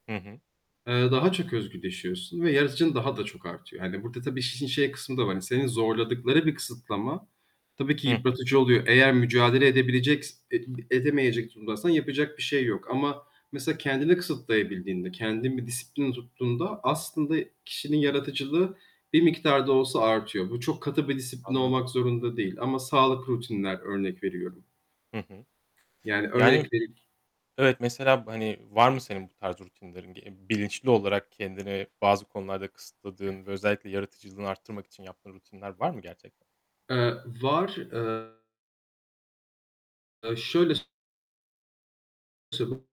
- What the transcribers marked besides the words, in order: other background noise; tapping; distorted speech; mechanical hum; unintelligible speech
- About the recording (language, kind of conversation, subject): Turkish, podcast, Kısıtlar yaratıcılığı zorlar mı, yoksa tetikler mi?